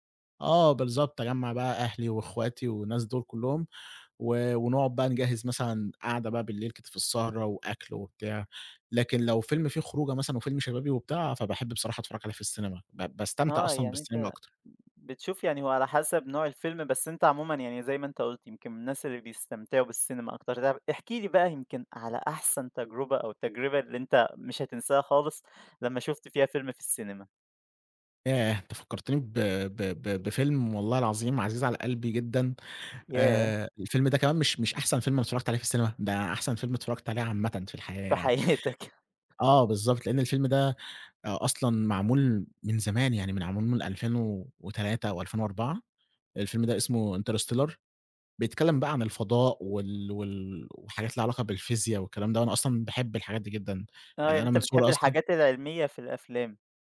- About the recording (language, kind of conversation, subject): Arabic, podcast, تحب تحكيلنا عن تجربة في السينما عمرك ما تنساها؟
- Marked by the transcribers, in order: laughing while speaking: "في حياتك"; "معمول" said as "منعمول"; in English: "interstellar"